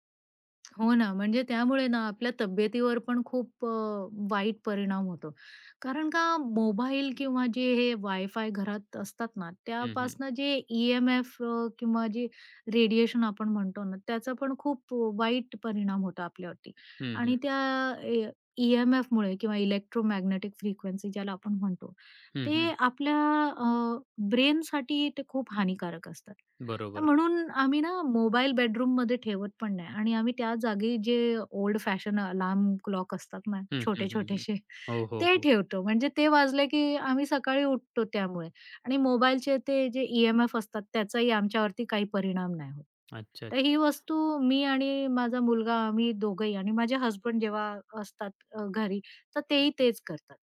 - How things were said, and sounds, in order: other background noise; tapping; in English: "इलेक्ट्रोमॅग्नेटिक फ्रिक्वेन्सी"; in English: "ब्रेनसाठी"; laughing while speaking: "छोटे-छोटेसे"; other noise
- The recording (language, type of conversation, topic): Marathi, podcast, डिजिटल डिटॉक्स कसा सुरू करावा?